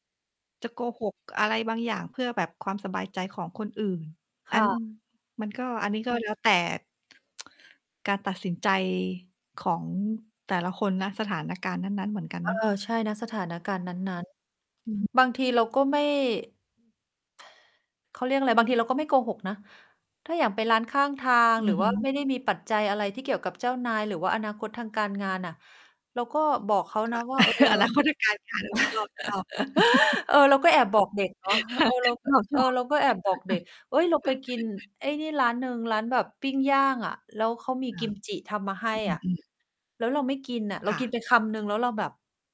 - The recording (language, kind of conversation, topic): Thai, unstructured, คุณคิดอย่างไรกับการโกหกเพื่อปกป้องความรู้สึกของคนอื่น?
- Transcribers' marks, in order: distorted speech; chuckle; laugh; chuckle; chuckle